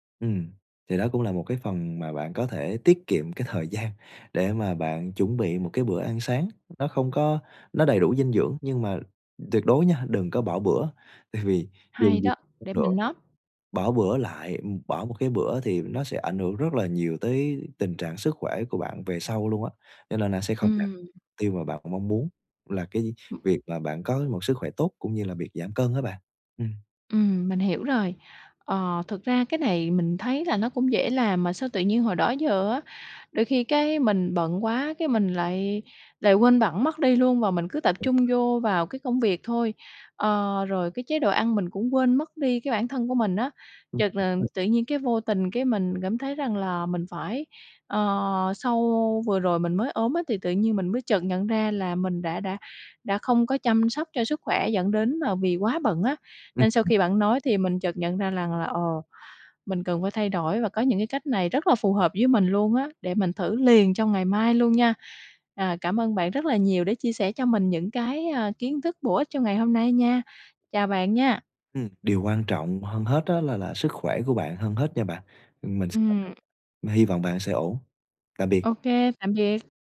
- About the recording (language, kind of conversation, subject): Vietnamese, advice, Khó duy trì chế độ ăn lành mạnh khi quá bận công việc.
- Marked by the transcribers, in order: tapping; laughing while speaking: "tại vì"; unintelligible speech; in English: "note"; unintelligible speech; unintelligible speech; "rằng" said as "lằng"; other background noise